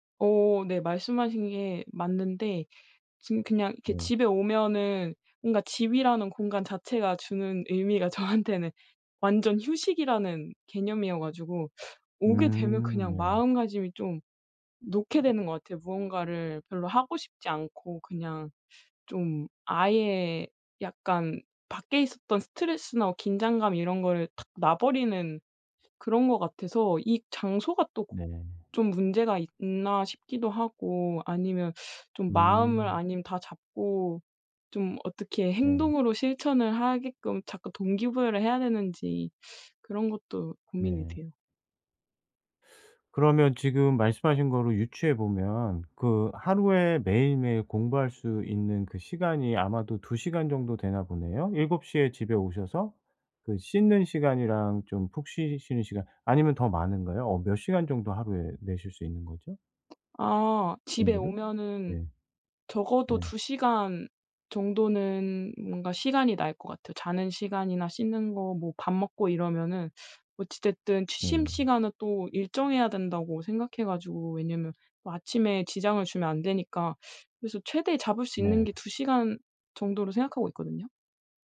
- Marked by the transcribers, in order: laughing while speaking: "저한테는"; other background noise
- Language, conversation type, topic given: Korean, advice, 어떻게 새로운 일상을 만들고 꾸준한 습관을 들일 수 있을까요?